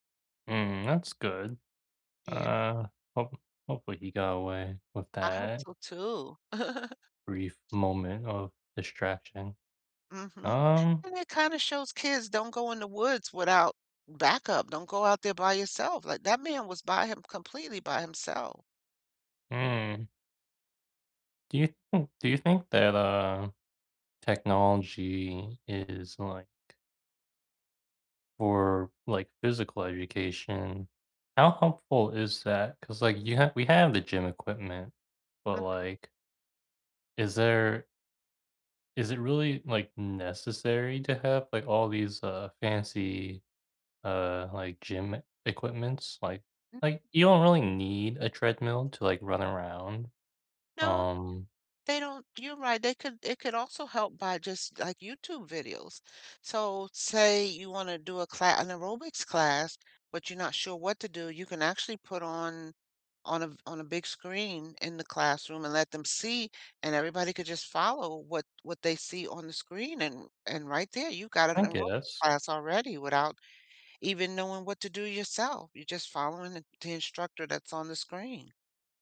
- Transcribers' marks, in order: tapping; chuckle; other background noise
- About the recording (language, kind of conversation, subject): English, unstructured, Can technology help education more than it hurts it?